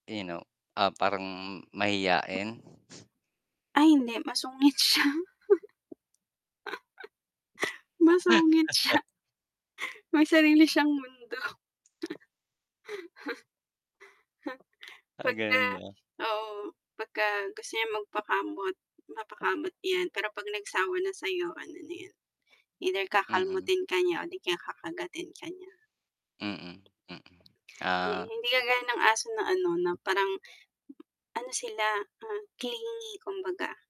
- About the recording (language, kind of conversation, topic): Filipino, unstructured, Mas pipiliin mo bang mag-alaga ng aso o pusa?
- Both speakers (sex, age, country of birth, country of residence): female, 35-39, Philippines, Philippines; male, 45-49, Philippines, Philippines
- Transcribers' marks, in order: wind; static; laughing while speaking: "siya. Masungit siya. May sarili siyang mundo"; chuckle; tapping; laugh; chuckle; laugh